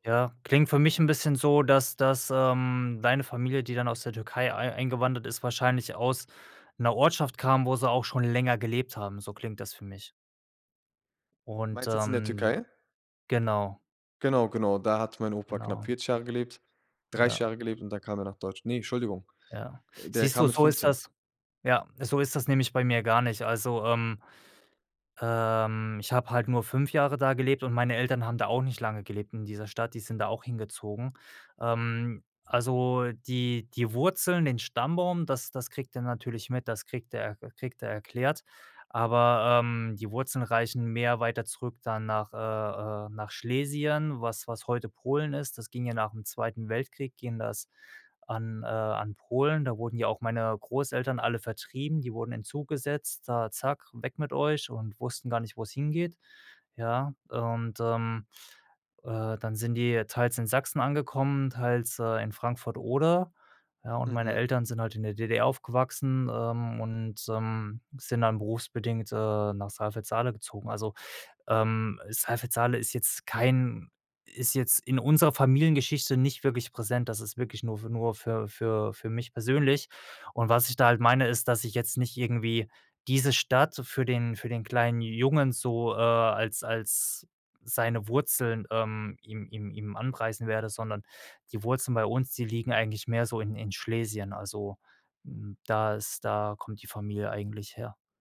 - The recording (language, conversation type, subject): German, podcast, Was bedeutet Heimat für dich in einer multikulturellen Welt?
- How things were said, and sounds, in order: other background noise